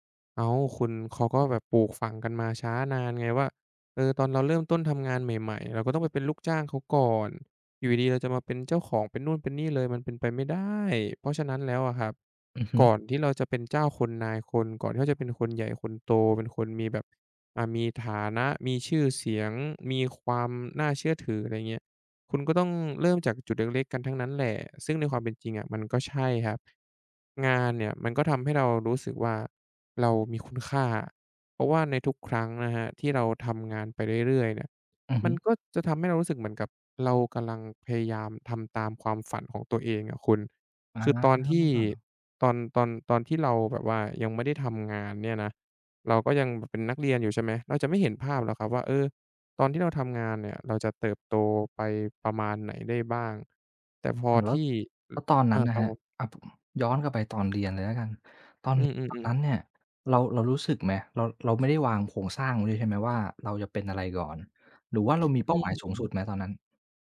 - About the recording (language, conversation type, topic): Thai, podcast, งานของคุณทำให้คุณรู้สึกว่าเป็นคนแบบไหน?
- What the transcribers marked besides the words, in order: other background noise; tapping